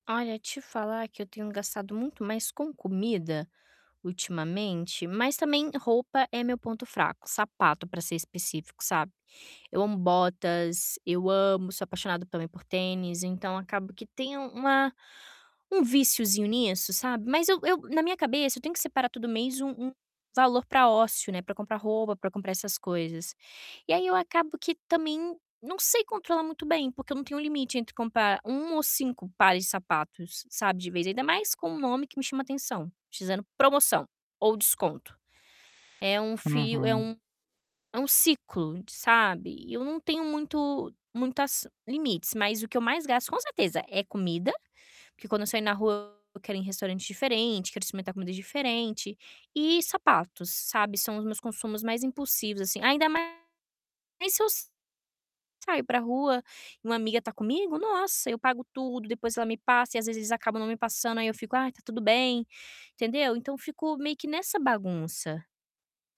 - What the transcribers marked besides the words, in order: tapping; unintelligible speech; static; distorted speech
- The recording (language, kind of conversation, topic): Portuguese, advice, Como os gastos impulsivos estão desestabilizando o seu orçamento?